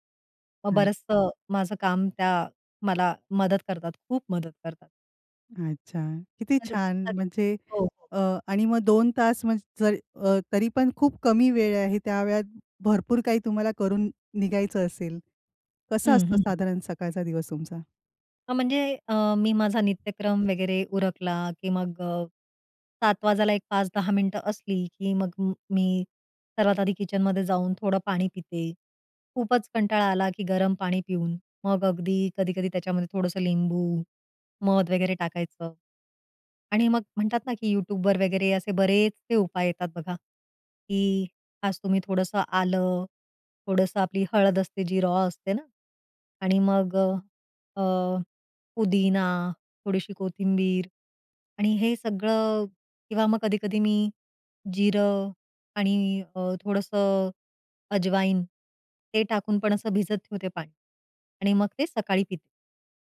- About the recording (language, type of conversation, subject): Marathi, podcast, सकाळी तुमची दिनचर्या कशी असते?
- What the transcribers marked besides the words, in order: other noise